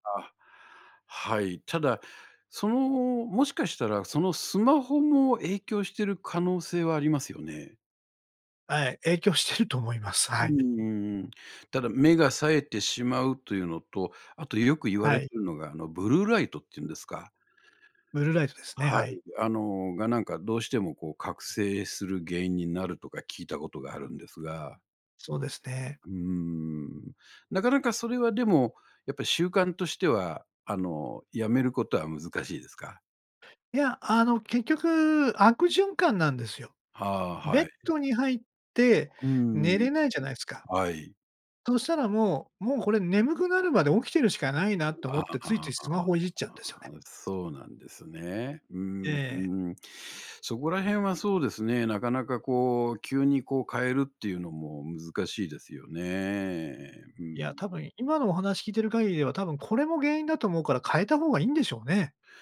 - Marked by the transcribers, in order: laughing while speaking: "影響してると思います"; other noise
- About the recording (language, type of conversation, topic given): Japanese, advice, 夜に何時間も寝つけないのはどうすれば改善できますか？